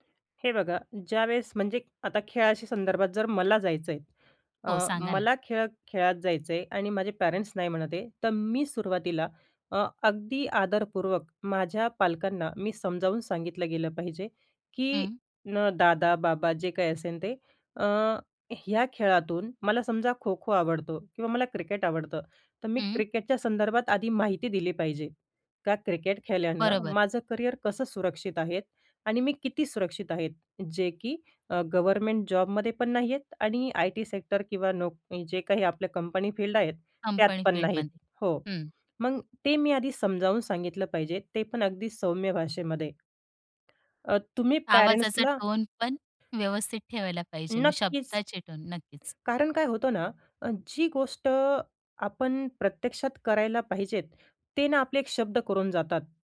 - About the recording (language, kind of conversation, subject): Marathi, podcast, करिअर निवडीबाबत पालकांच्या आणि मुलांच्या अपेक्षा कशा वेगळ्या असतात?
- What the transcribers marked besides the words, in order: in English: "पॅरेंट्स"; in English: "आय टी सेक्टर"; in English: "फील्ड"; in English: "फील्डमध्ये"; in English: "पॅरेंट्सला"; in English: "टोन"; other background noise; in English: "टोन"